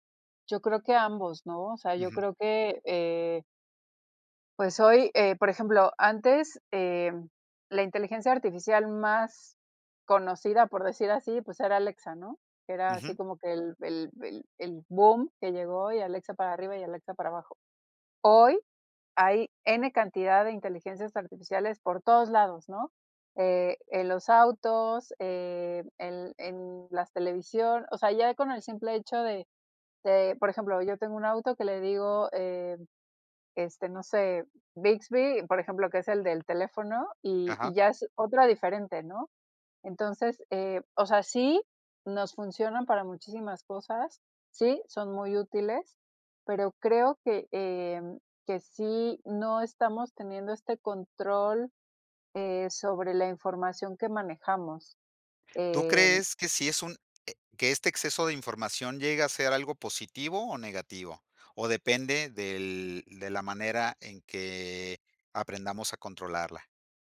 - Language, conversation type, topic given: Spanish, podcast, ¿Cómo afecta el exceso de información a nuestras decisiones?
- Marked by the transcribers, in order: none